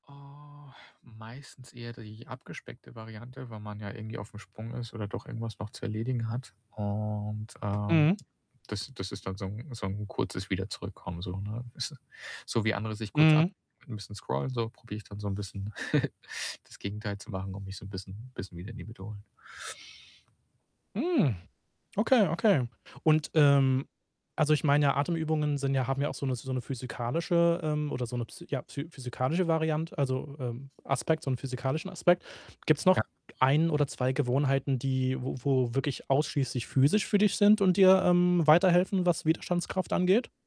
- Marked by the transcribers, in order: static; tapping; chuckle; surprised: "Mhm"; other background noise
- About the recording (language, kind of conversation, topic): German, podcast, Welche Gewohnheiten können deine Widerstandskraft stärken?